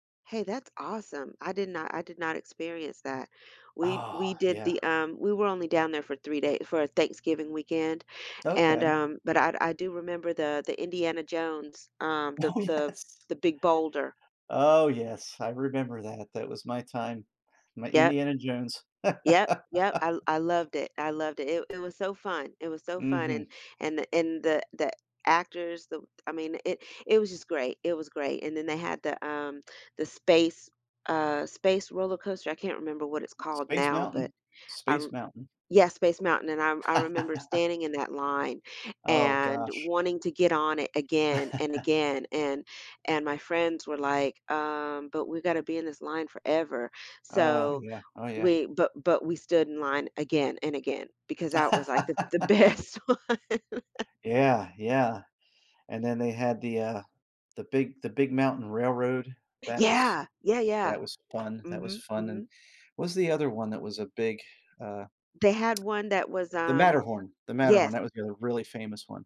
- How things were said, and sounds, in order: other background noise; laughing while speaking: "Oh, yes"; laugh; laugh; tapping; chuckle; laugh; laughing while speaking: "best one"; laugh; lip smack
- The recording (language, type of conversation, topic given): English, unstructured, How would you spend a week with unlimited parks and museums access?